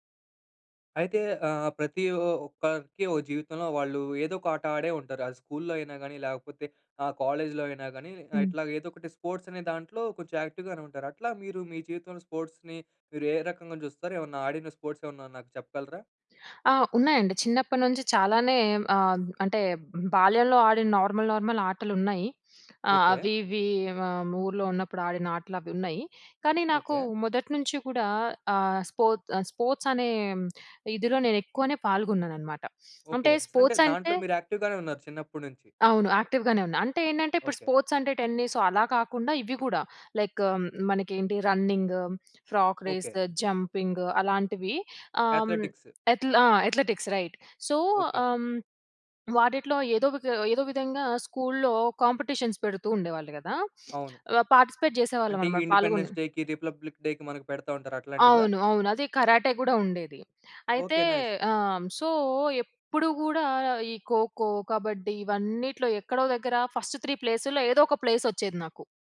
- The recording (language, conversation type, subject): Telugu, podcast, చిన్నప్పుడే మీకు ఇష్టమైన ఆట ఏది, ఎందుకు?
- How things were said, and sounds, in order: in English: "స్కూల్‌లో"; in English: "కాలేజ్‌లో"; in English: "స్పోర్ట్స్"; in English: "యాక్టివ్"; in English: "స్పోర్ట్స్‌ని"; in English: "స్పోర్ట్స్"; in English: "నార్మల్, నార్మల్"; in English: "స్పోర్ట్స్"; in English: "స్పోర్ట్స్"; in English: "యాక్టివ్"; in English: "యాక్టివ్"; in English: "స్పోర్ట్స్"; in English: "టెన్నిస్"; in English: "లైక్"; in English: "అథ్లెటిక్స్"; in English: "అథ్లెటిక్స్ రైట్. సో"; in English: "స్కూల్‌లో కాంపిటీషన్స్"; in English: "పార్టిసిపేట్"; in English: "ఇండిపెండెన్స్ డేకి, రి‌ప్ల‌బ్లిక్ డేకి"; "రిపబ్లిక్" said as "రి‌ప్ల‌బ్లిక్"; in English: "నైస్"; in English: "సో"; in English: "ఫస్ట్ త్రీ"; in English: "ప్లేస్"